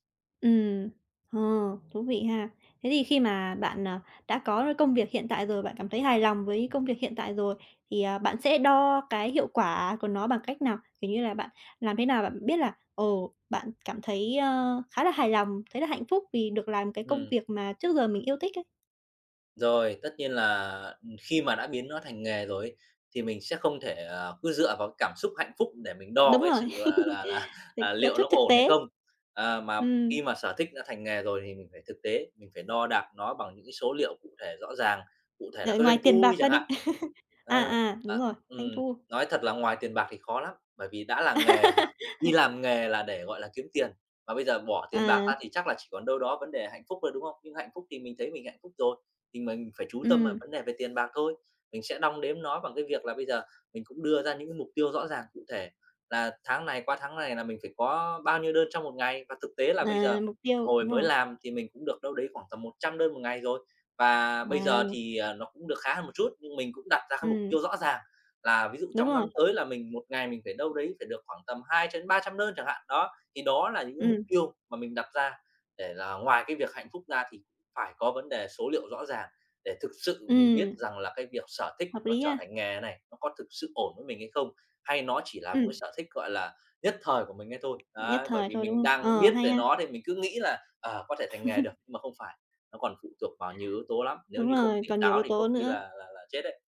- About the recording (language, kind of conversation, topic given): Vietnamese, podcast, Bạn nghĩ sở thích có thể trở thành nghề không?
- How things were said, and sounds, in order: tapping; other background noise; laughing while speaking: "là"; laugh; laugh; laugh; laugh